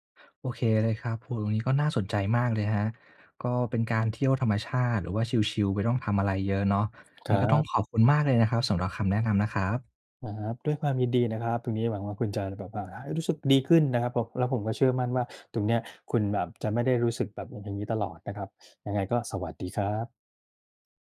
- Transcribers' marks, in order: none
- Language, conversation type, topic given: Thai, advice, ทำไมฉันถึงรู้สึกว่าถูกเพื่อนละเลยและโดดเดี่ยวในกลุ่ม?